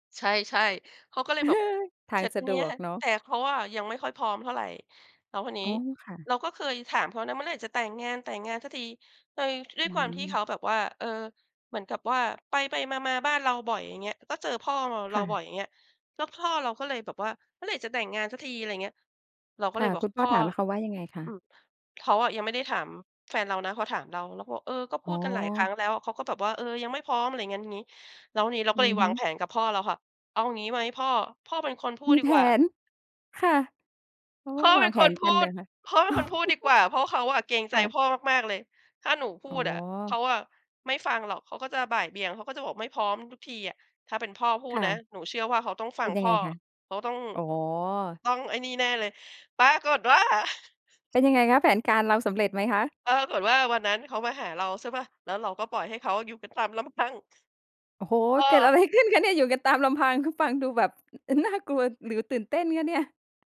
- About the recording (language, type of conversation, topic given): Thai, podcast, ประสบการณ์ชีวิตแต่งงานของคุณเป็นอย่างไร เล่าให้ฟังได้ไหม?
- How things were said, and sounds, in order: chuckle; chuckle; chuckle; laughing while speaking: "ลำพัง"; surprised: "โอ้โฮ เกิดอะไร ขึ้นคะเนี่ย ?"; laughing while speaking: "ขึ้นคะเนี่ย ? อยู่กันตามลำพัง คือฟังดูแบบ ฟ น่ากลัวหรือตื่นเต้นคะเนี่ย ?"